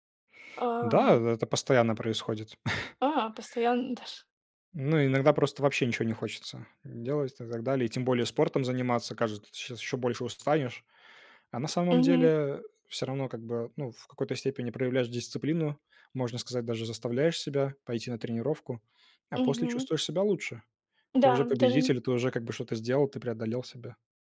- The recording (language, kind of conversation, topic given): Russian, unstructured, Как спорт помогает тебе справляться со стрессом?
- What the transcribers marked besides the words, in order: tapping; chuckle; other background noise